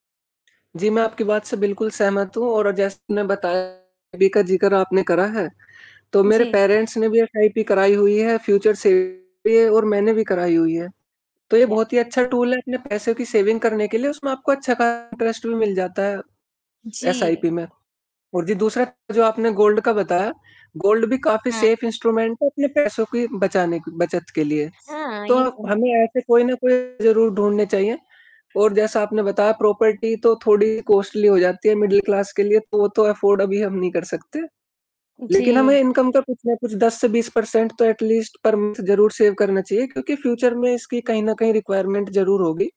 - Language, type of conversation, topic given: Hindi, unstructured, आपको पैसे की बचत क्यों ज़रूरी लगती है?
- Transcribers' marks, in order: mechanical hum; other background noise; distorted speech; unintelligible speech; in English: "पेरेंट्स"; in English: "एसआईपी"; in English: "फ्यूचर"; unintelligible speech; in English: "टूल"; in English: "याह"; in English: "सेविंग"; in English: "इंटरेस्ट"; in English: "एसआईपी"; in English: "गोल्ड"; in English: "गोल्ड"; in English: "सेफ़ इंस्ट्रूमेंट"; in English: "प्रॉपर्टी"; in English: "कॉस्ट्ली"; in English: "मिडल क्लास"; in English: "अफ़ॉर्ड"; in English: "इनकम"; in English: "एट लीस्ट पर मंथ"; in English: "सेव"; in English: "फ्यूचर"; in English: "रिक्वायरमेंट"